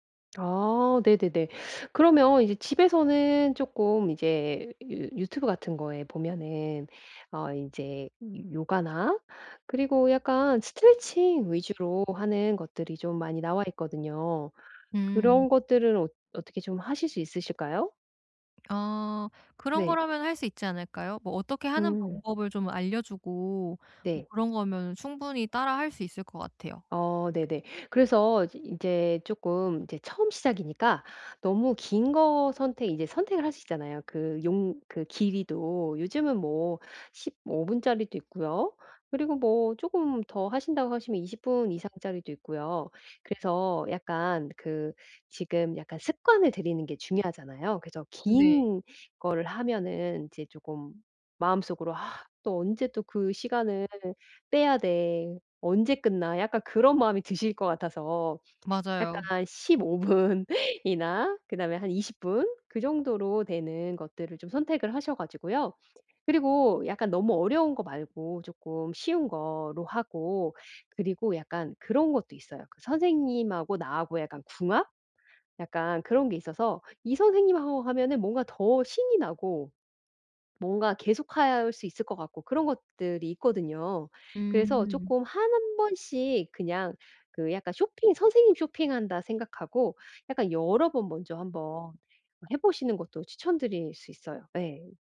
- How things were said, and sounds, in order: tapping; other background noise; laughing while speaking: "십오 분이나"
- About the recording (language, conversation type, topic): Korean, advice, 긴장을 풀고 근육을 이완하는 방법은 무엇인가요?